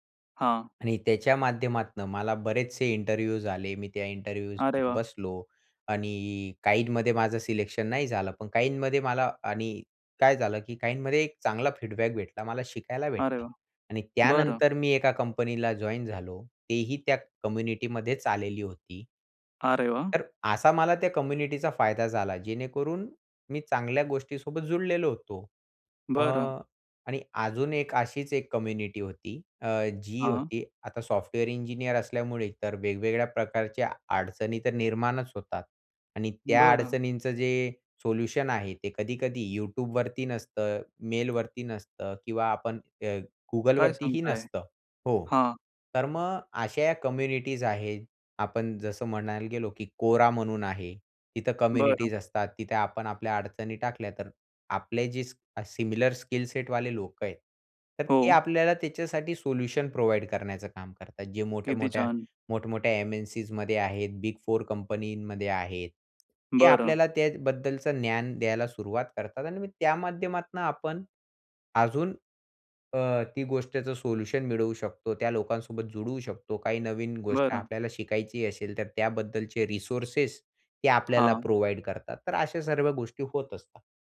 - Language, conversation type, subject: Marathi, podcast, ऑनलाइन समुदायामुळे तुमच्या शिक्षणाला कोणते फायदे झाले?
- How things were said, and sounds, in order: in English: "इंटरव्ह्यूज"; in English: "इंटरव्ह्यूज"; in English: "फीडबॅक"; in English: "जॉइन"; in English: "कम्युनिटी"; in English: "कम्युनिटीचा"; in English: "कम्युनिटी"; tapping; other noise; surprised: "काय सांगताय?"; in English: "कम्युनिटीज"; in English: "कम्युनिटीज"; in English: "सिमिलर स्किल सेट"; in English: "सोल्युशन प्रोव्हाईड"; in English: "बिग फोर"; in English: "रिसोर्सेस"; in English: "प्रोव्हाईड"